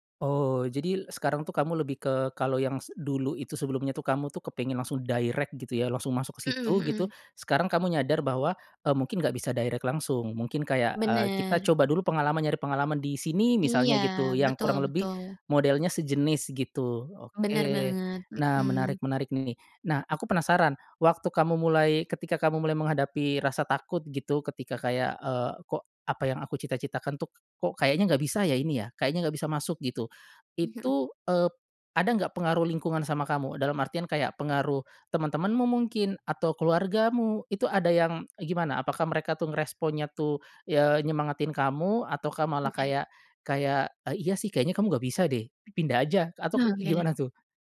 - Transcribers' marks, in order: in English: "direct"; in English: "direct"
- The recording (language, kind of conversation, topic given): Indonesian, podcast, Bagaimana kamu menghadapi rasa takut saat ingin mengubah arah hidup?